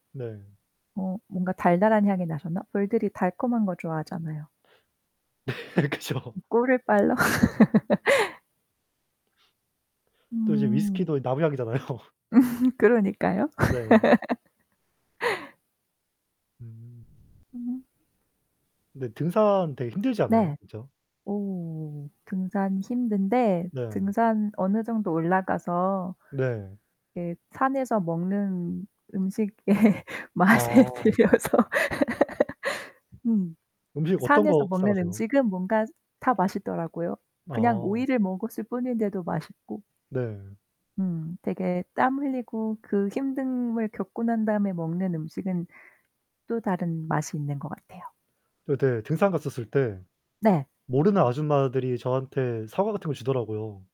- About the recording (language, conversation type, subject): Korean, unstructured, 취미 활동을 하면서 새로운 친구를 사귄 경험이 있으신가요?
- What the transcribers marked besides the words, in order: static; laugh; laughing while speaking: "네 그죠"; laugh; laughing while speaking: "나무향이잖아요"; laugh; other background noise; laugh; laughing while speaking: "음식의 맛에 들려서"; laugh